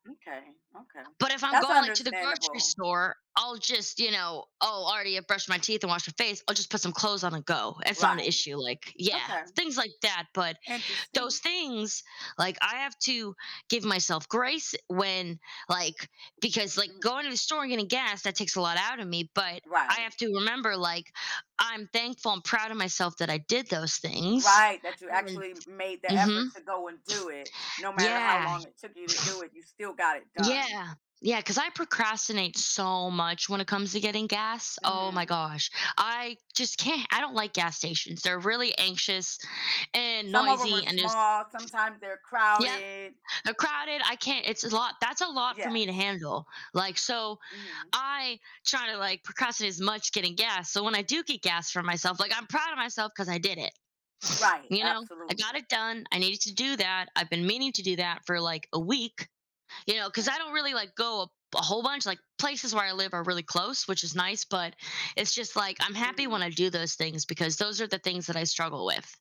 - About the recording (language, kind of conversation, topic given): English, unstructured, What strategies help you stay motivated when working toward your goals?
- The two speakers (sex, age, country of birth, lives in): female, 30-34, United States, United States; female, 55-59, United States, United States
- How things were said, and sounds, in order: other background noise; other noise; sniff